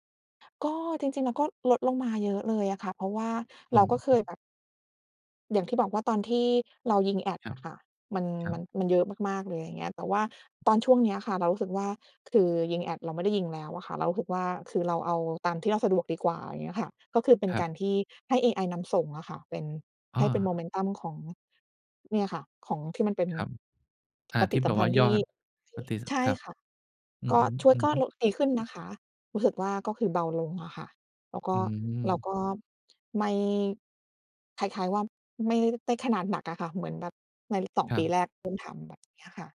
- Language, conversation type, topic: Thai, advice, ทำไมฉันถึงเลิกเช็กโทรศัพท์ไม่ได้จนเสียเวลาและเสียสมาธิทุกวัน?
- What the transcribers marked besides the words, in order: in English: "โมเมนตัม"; other background noise